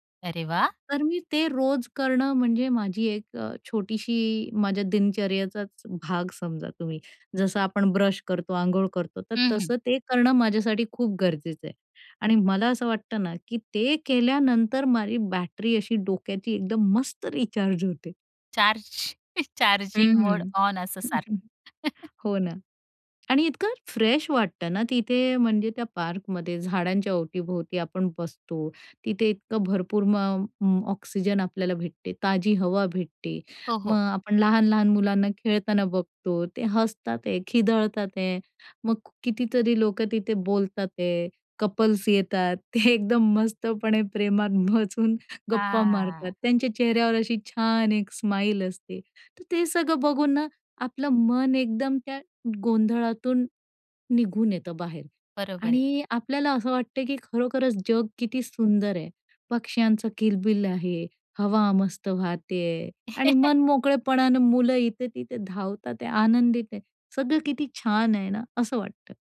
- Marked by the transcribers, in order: laughing while speaking: "चार्ज, चार्जिंग मोड ऑन, असं सारखं"; in English: "चार्ज"; chuckle; laugh; in English: "कपल्स"; laughing while speaking: "एकदम, मस्तपणे प्रेमात बसून गप्पा … एक स्माईल असते"; drawn out: "हां"; laugh
- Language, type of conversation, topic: Marathi, podcast, तुम्हाला सगळं जड वाटत असताना तुम्ही स्वतःला प्रेरित कसं ठेवता?